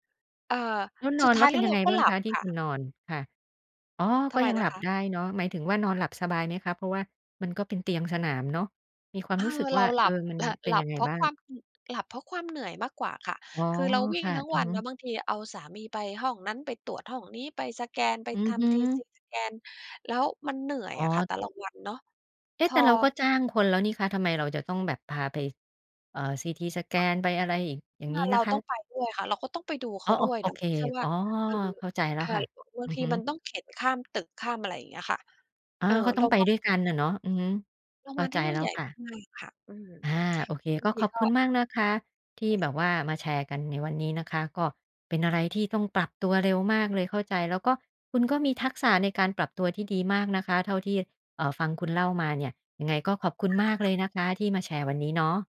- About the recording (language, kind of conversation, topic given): Thai, podcast, คุณช่วยเล่าเหตุการณ์ที่คุณต้องปรับตัวอย่างรวดเร็วมากให้ฟังหน่อยได้ไหม?
- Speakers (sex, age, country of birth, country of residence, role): female, 45-49, United States, United States, guest; female, 50-54, Thailand, Thailand, host
- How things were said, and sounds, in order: tapping; other background noise; chuckle; "CT Scan" said as "ทีซีสแกน"